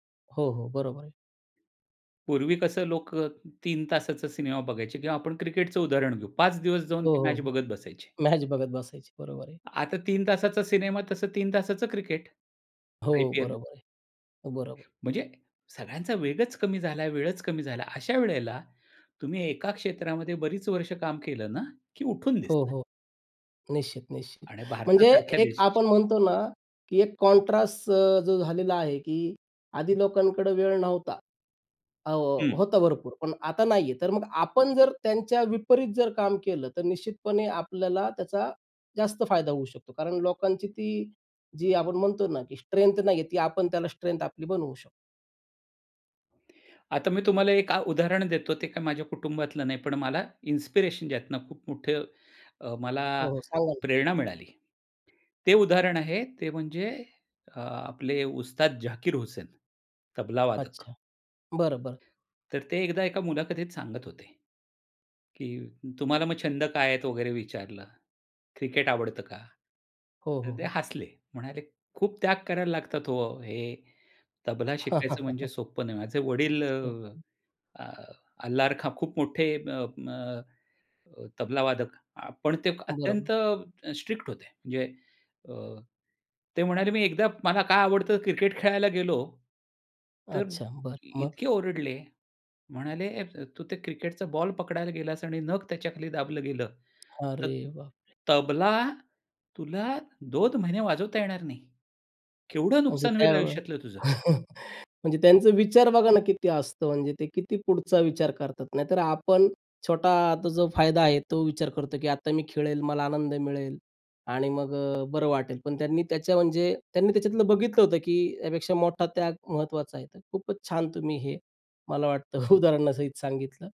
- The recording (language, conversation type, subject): Marathi, podcast, थोडा त्याग करून मोठा फायदा मिळवायचा की लगेच फायदा घ्यायचा?
- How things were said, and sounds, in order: other background noise; in English: "कॉन्ट्रास्ट"; chuckle; unintelligible speech; tapping; chuckle; laughing while speaking: "उदाहरणासहित"